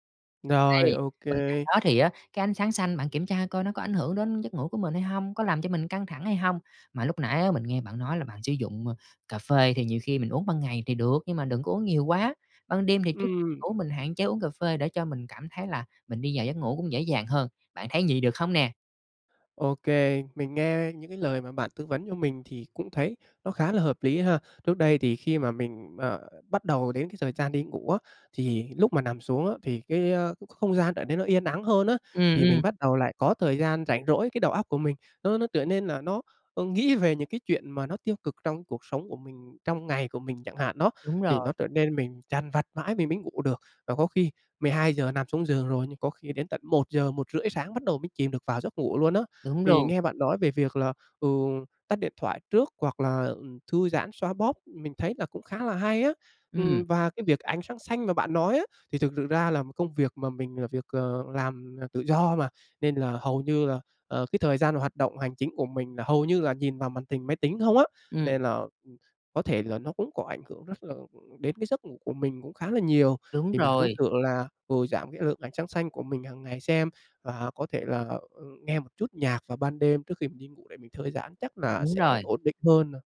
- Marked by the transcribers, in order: other background noise; tapping
- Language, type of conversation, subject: Vietnamese, advice, Vì sao tôi thường thức dậy vẫn mệt mỏi dù đã ngủ đủ giấc?